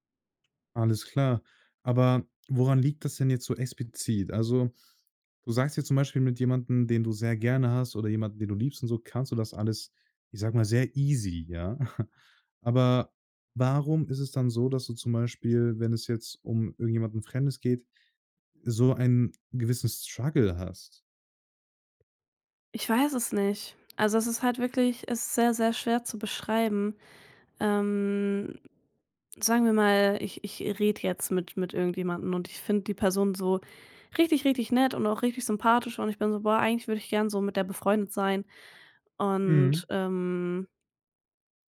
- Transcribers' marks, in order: in English: "easy"; chuckle; in English: "Struggle"
- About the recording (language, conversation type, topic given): German, advice, Wie kann ich Small Talk überwinden und ein echtes Gespräch beginnen?